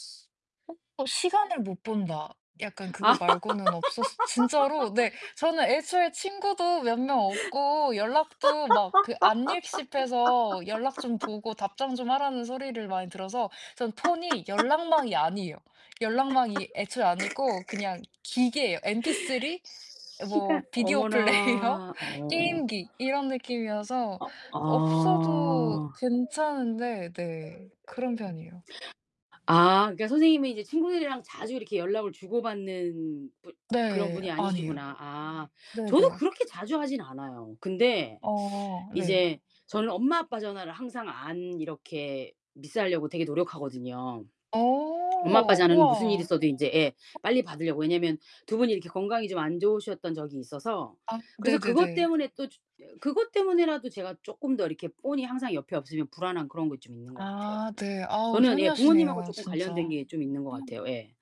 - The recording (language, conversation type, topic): Korean, unstructured, 요즘 사람들이 스마트폰에 너무 의존하는 것 같나요?
- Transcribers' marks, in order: distorted speech; other background noise; laugh; laugh; background speech; laugh; laughing while speaking: "플레이어"; in English: "미스하려고"; gasp